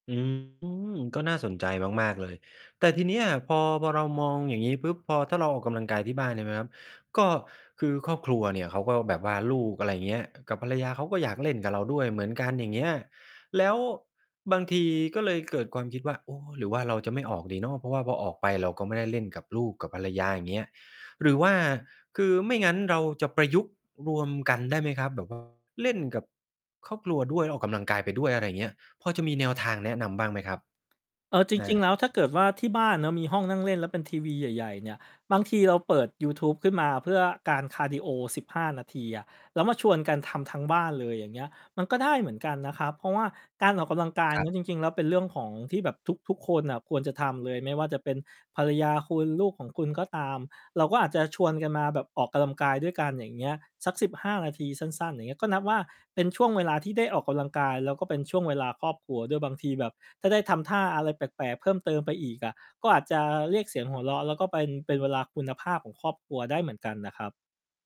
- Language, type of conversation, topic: Thai, advice, ฉันจะหาเวลาออกกำลังกายได้อย่างไรในเมื่อมีภาระงานและครอบครัว?
- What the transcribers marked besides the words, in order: distorted speech; tapping; "ออกกำลังกาย" said as "ออกกะลัมกาย"